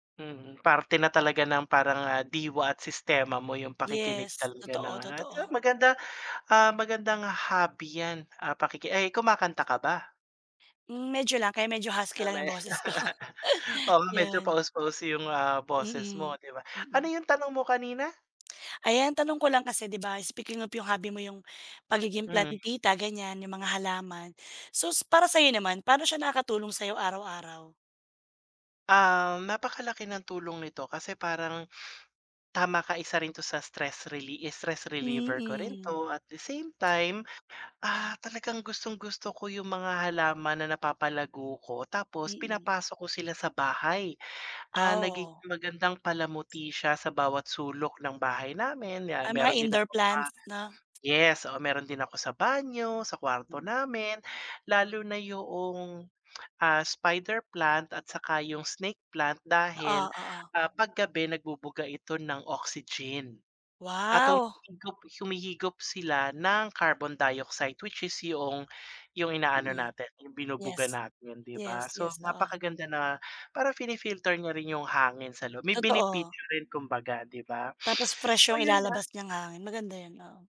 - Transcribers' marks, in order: tapping; in English: "husky"; chuckle; laughing while speaking: "ko"; chuckle; "so" said as "sos"; in English: "stress reliever"; other background noise; tongue click; in English: "spider plant"; in English: "snake plant"; gasp
- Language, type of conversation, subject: Filipino, unstructured, Ano ang pinaka-kasiya-siyang bahagi ng pagkakaroon ng libangan?